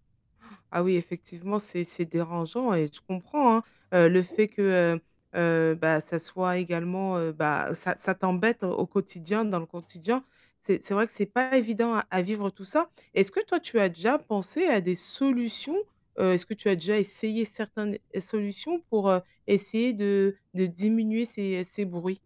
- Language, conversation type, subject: French, advice, Comment puis-je réduire les bruits et les interruptions à la maison pour me détendre ?
- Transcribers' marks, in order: gasp; other background noise; distorted speech